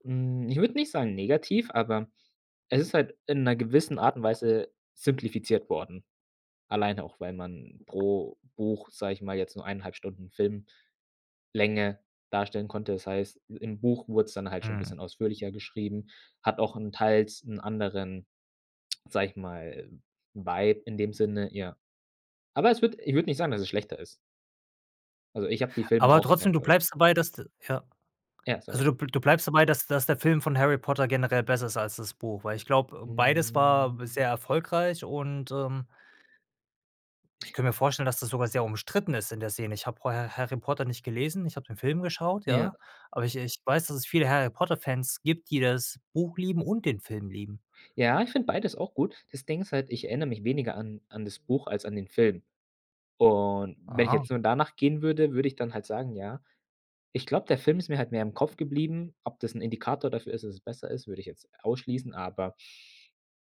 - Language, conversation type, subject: German, podcast, Was kann ein Film, was ein Buch nicht kann?
- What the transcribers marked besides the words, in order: other background noise; in English: "enjoyed"; drawn out: "Hm"; other noise; stressed: "umstritten"; stressed: "und"; drawn out: "Und"